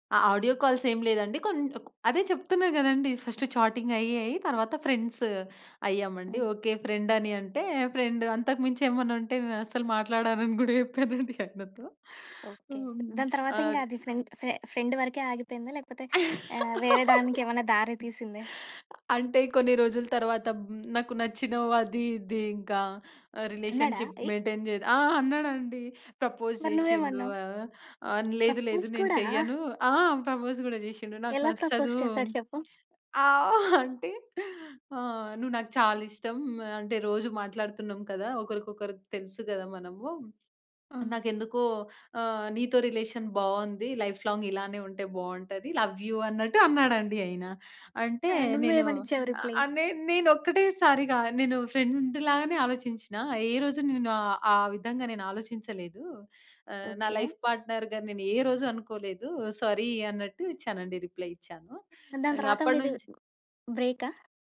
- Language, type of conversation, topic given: Telugu, podcast, ఆన్‌లైన్‌లో ఏర్పడే స్నేహాలు నిజమైన బంధాలేనా?
- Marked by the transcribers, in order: in English: "ఆడియో"; in English: "ఫ్రెండ్స్"; tapping; laughing while speaking: "చెప్పానండి. ఆయనతో"; in English: "ఫ్రెండ్ ఫె ఫ్రెండ్"; other noise; laugh; in English: "రిలేషన్షిప్ మెయింటైన్"; in English: "ప్రపోజ్"; in English: "ప్రపోజ్"; in English: "ప్రఫ్ఫోస్"; chuckle; in English: "ప్రపోజ్"; in English: "రిలేషన్"; in English: "లైఫ్ లాంగ్"; in English: "లవ్ యూ"; in English: "రిప్లయ్?"; in English: "లైఫ్ పార్ట్‌నర్‌గా"; in English: "సారీ"; in English: "రిప్లయ్"